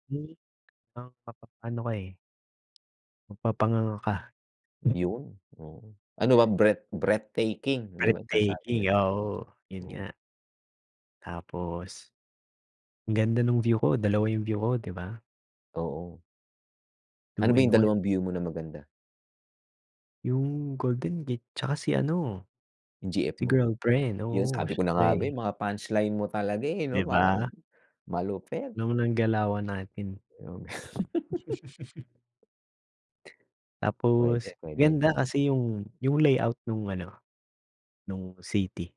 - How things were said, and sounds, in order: tapping; other background noise; chuckle; giggle
- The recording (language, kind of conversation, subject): Filipino, unstructured, Saang lugar ka nagbakasyon na hindi mo malilimutan, at bakit?